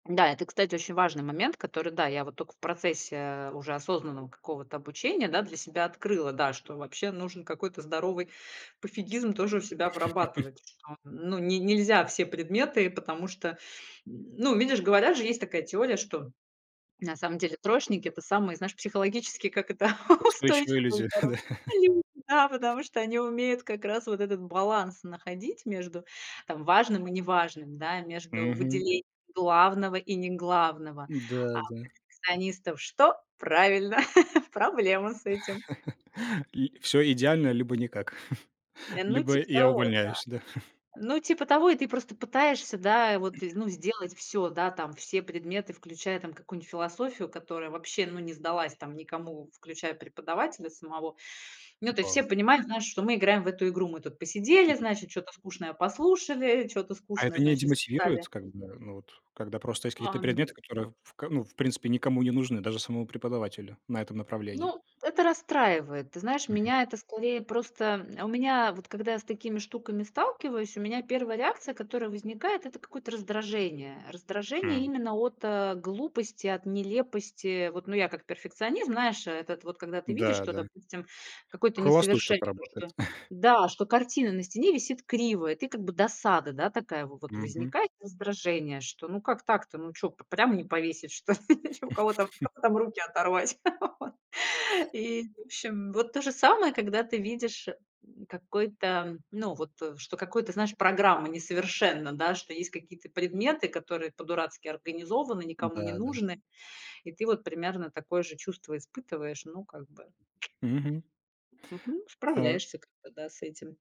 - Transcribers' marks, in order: laugh; laughing while speaking: "Да"; laugh; laughing while speaking: "устойчивые и здоровые люди. Да"; chuckle; chuckle; chuckle; throat clearing; tapping; chuckle; laugh; chuckle; laughing while speaking: "У кого там, у кого-то там руки оторвать, вот?"; laugh; other noise
- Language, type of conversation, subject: Russian, podcast, Что в учёбе приносит тебе настоящее удовольствие?